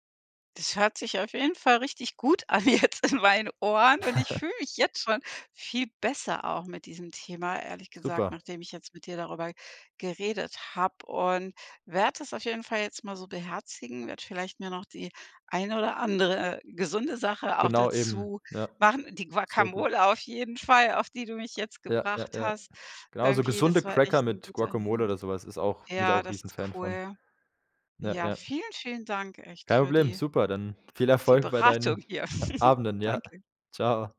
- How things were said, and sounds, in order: laughing while speaking: "jetzt"; chuckle; in English: "Hint"; tapping; laughing while speaking: "die Beratung"; giggle
- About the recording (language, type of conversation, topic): German, advice, Isst du manchmal aus Langeweile oder wegen starker Gefühle?